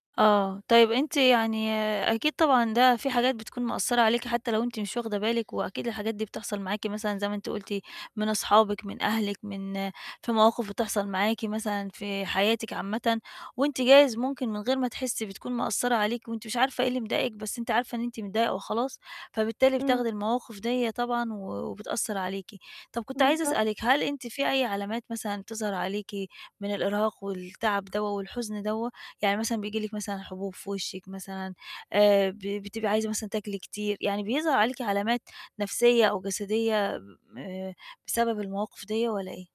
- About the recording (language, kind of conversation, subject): Arabic, advice, إيه الخطوات الصغيرة اللي أقدر أبدأ بيها دلوقتي عشان أرجّع توازني النفسي؟
- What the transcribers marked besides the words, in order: other background noise